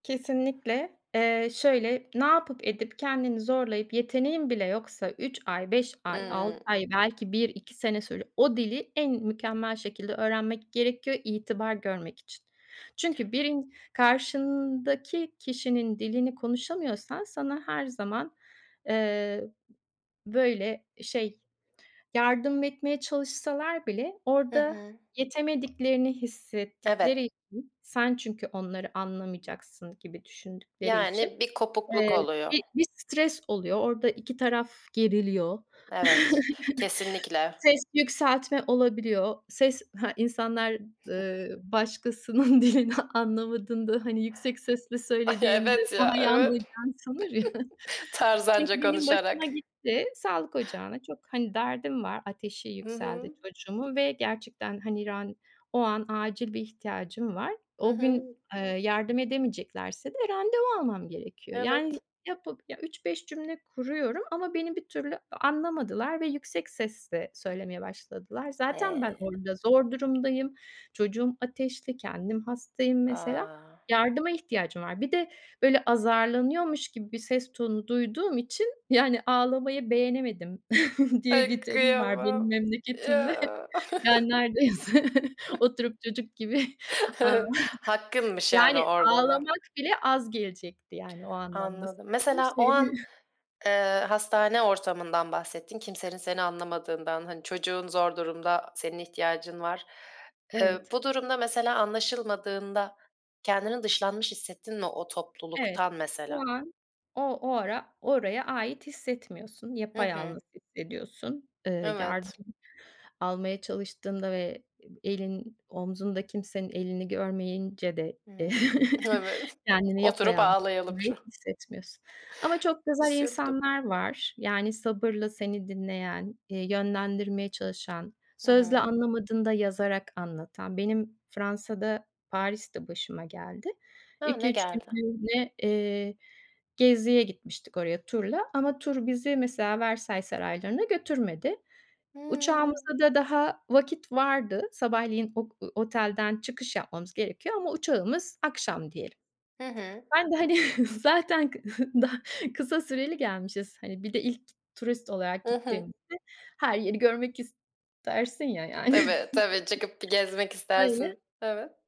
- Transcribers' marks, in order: unintelligible speech; chuckle; laughing while speaking: "başkasının dilini"; scoff; laughing while speaking: "ya"; laughing while speaking: "Ay"; scoff; chuckle; background speech; other background noise; chuckle; laughing while speaking: "memleketimde"; chuckle; laughing while speaking: "neredeyse"; chuckle; chuckle; laughing while speaking: "Evet"; unintelligible speech; sad: "Üzüldüm"; laughing while speaking: "hani, zaten kı da"; laughing while speaking: "yani"; giggle
- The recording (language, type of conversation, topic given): Turkish, podcast, İnsanların aidiyet hissini artırmak için neler önerirsiniz?